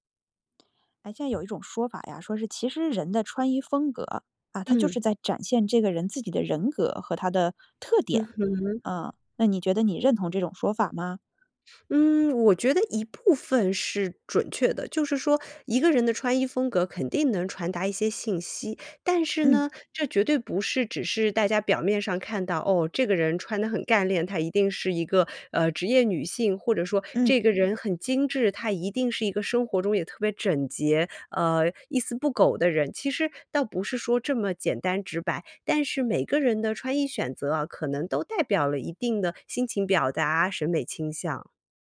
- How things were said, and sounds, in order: other background noise
- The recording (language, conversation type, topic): Chinese, podcast, 你觉得你的穿衣风格在传达什么信息？